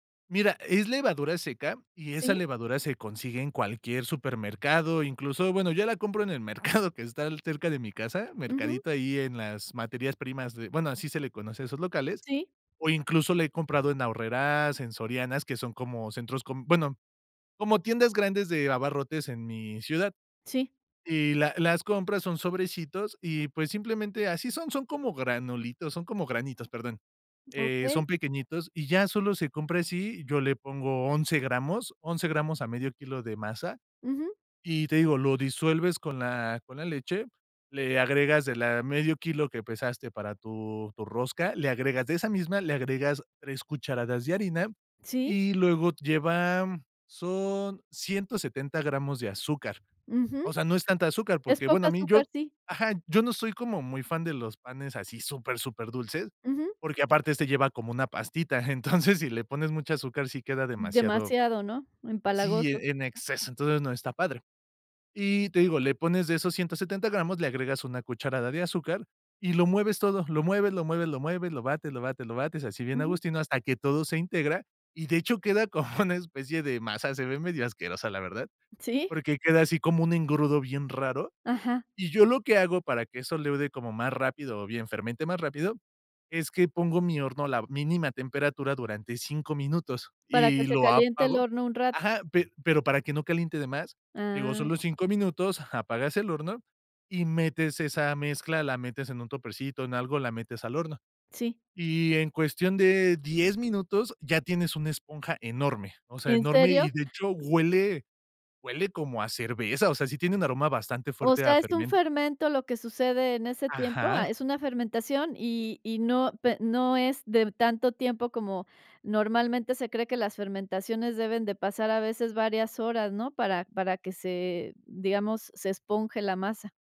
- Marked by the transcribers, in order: chuckle; tapping; chuckle
- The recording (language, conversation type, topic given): Spanish, podcast, Cómo empezaste a hacer pan en casa y qué aprendiste